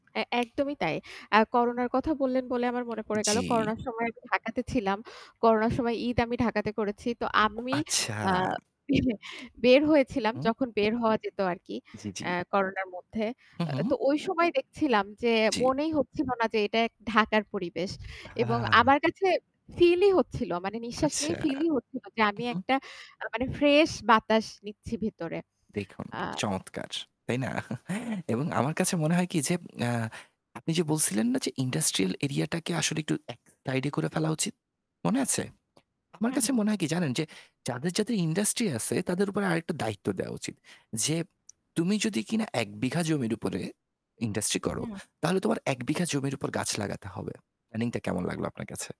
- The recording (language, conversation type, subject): Bengali, unstructured, পরিবেশ দূষণ কমাতে আমরা কী করতে পারি?
- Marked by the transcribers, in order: other background noise; tapping; static; distorted speech; throat clearing; laughing while speaking: "তাই না?"